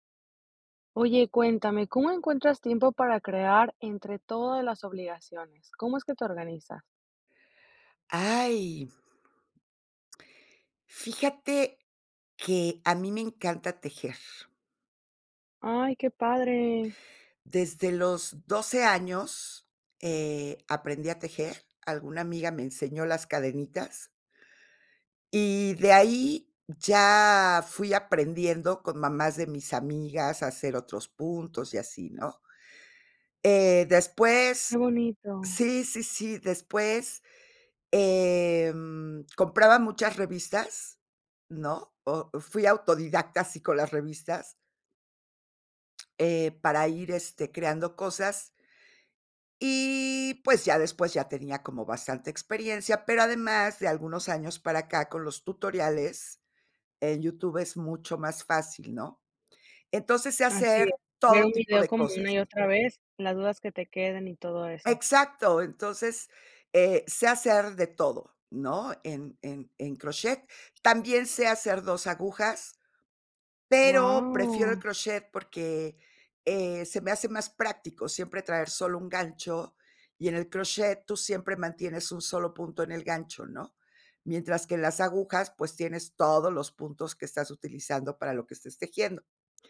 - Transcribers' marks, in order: other background noise; drawn out: "Y"
- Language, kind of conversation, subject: Spanish, podcast, ¿Cómo encuentras tiempo para crear entre tus obligaciones?